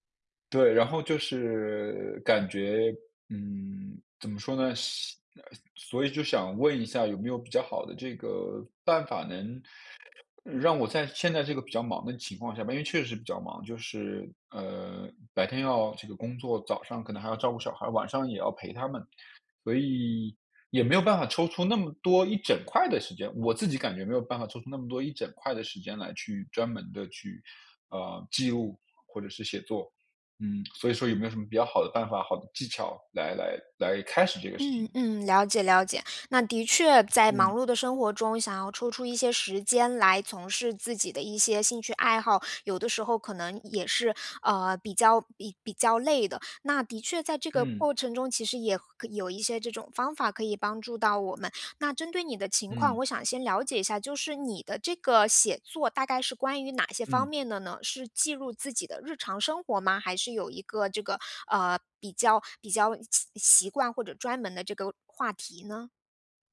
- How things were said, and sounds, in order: other background noise
- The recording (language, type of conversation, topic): Chinese, advice, 在忙碌中如何持续记录并养成好习惯？